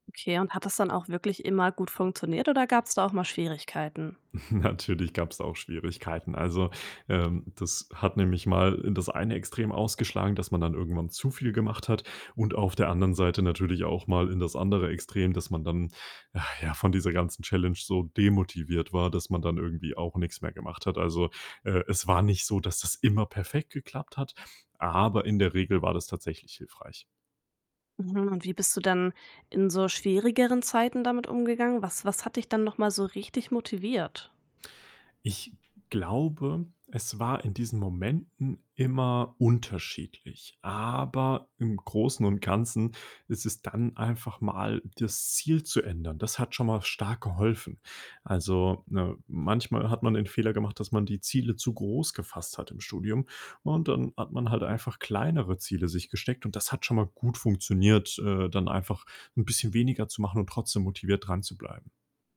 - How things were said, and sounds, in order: chuckle; sigh; other background noise
- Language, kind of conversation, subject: German, podcast, Was sind deine Tricks gegen Aufschieben beim Lernen?